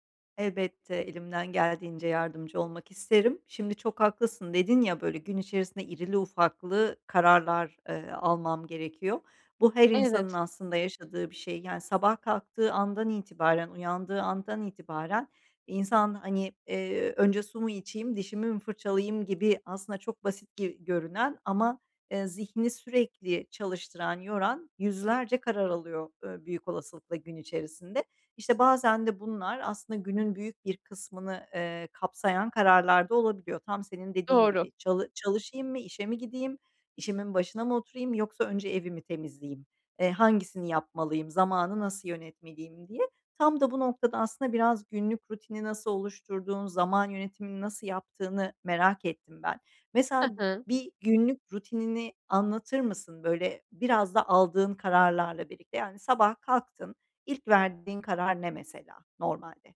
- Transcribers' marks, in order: none
- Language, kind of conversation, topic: Turkish, advice, Günlük karar yorgunluğunu azaltmak için önceliklerimi nasıl belirleyip seçimlerimi basitleştirebilirim?